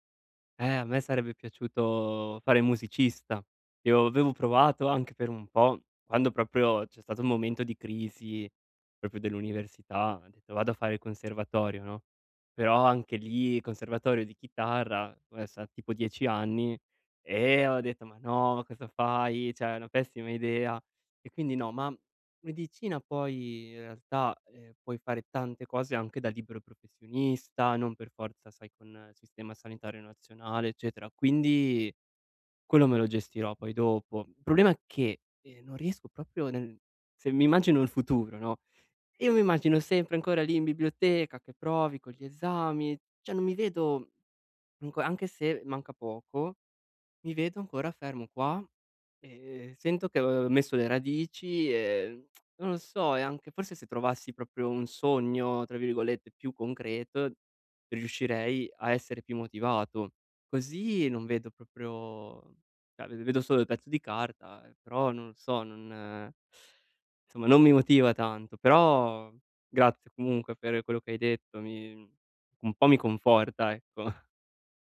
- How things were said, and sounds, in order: "proprio" said as "propo"; "Cioè" said as "ceh"; "proprio" said as "propio"; "cioè" said as "ceh"; "proprio" said as "propio"; "cioè" said as "ceh"; laughing while speaking: "ecco"
- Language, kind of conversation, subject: Italian, advice, Come posso mantenere un ritmo produttivo e restare motivato?